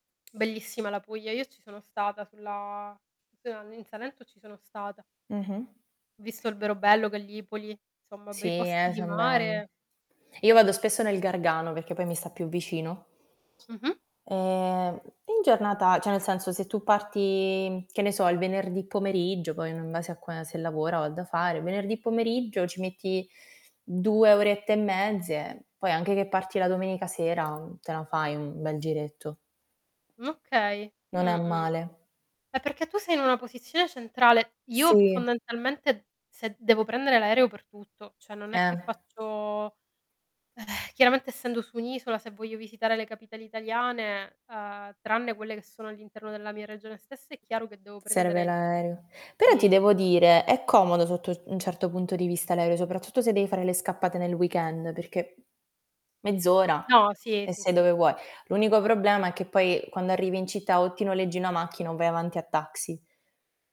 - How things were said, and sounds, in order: static; distorted speech; "cioè" said as "ceh"; tapping; "cioè" said as "ceh"; unintelligible speech
- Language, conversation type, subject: Italian, unstructured, Che cosa fai di solito nel weekend?